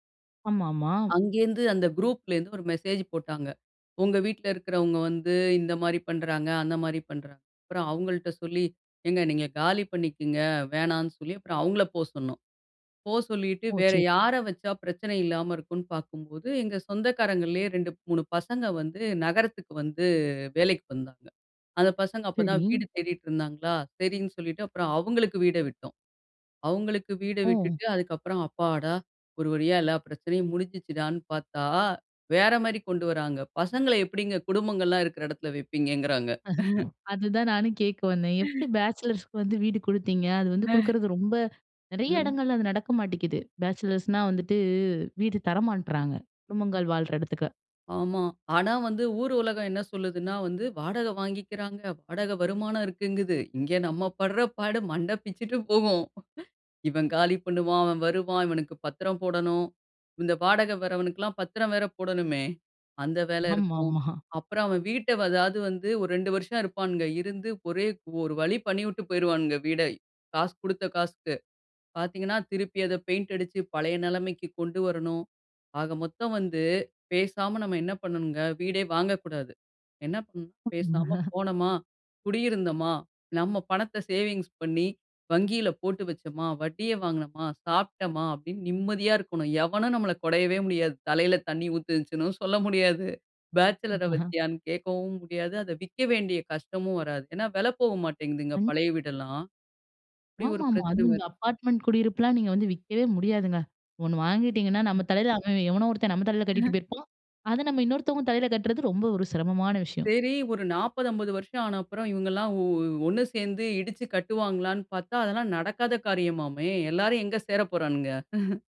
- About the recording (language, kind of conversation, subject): Tamil, podcast, வீட்டை வாங்குவது ஒரு நல்ல முதலீடா என்பதை நீங்கள் எப்படித் தீர்மானிப்பீர்கள்?
- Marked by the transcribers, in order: in English: "மெசேஜ்"; laughing while speaking: "அதுதான், நானும் கேட்க வந்தேன். எப்படி பேச்சுலர்ஸுக்கு வந்து வீடு கொடுத்தீங்க?"; chuckle; in English: "பேச்சுலர்ஸுக்கு"; chuckle; in English: "பேச்சுலர்ஸ்னா"; laughing while speaking: "நம்ம படுற பாடு, மண்ட பிச்சுட்டு … பத்திரம் வேற போடணுமே"; laughing while speaking: "ஆமாமா"; in English: "பெயிண்ட்"; laugh; in English: "சேவிங்ஸ்"; laughing while speaking: "தலையில தண்ணீ ஊத்திரிச்சுன்னு சொல்ல முடியாது … வேண்டிய கஷ்டமும் வராது"; in English: "பேச்சலரை"; laugh; in English: "அப்பார்ட்மெண்ட்"; tapping; laugh; chuckle